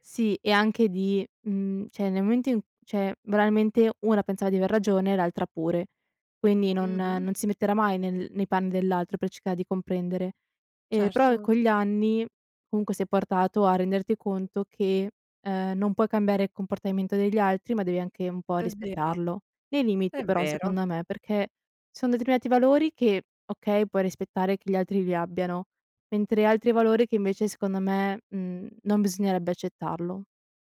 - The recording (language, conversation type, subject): Italian, podcast, Cosa fai quando i tuoi valori entrano in conflitto tra loro?
- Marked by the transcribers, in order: none